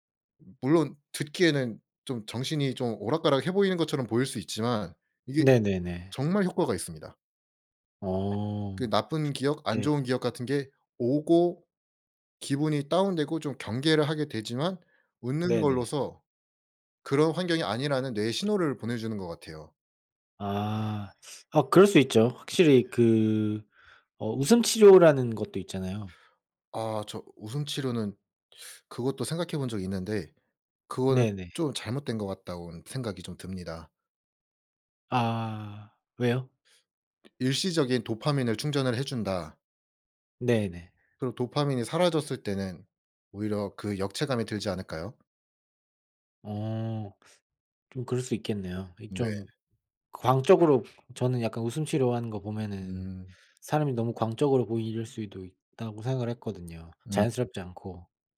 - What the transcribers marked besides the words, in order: tapping; other background noise; in English: "다운되고"
- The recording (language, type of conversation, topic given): Korean, unstructured, 좋은 감정을 키우기 위해 매일 실천하는 작은 습관이 있으신가요?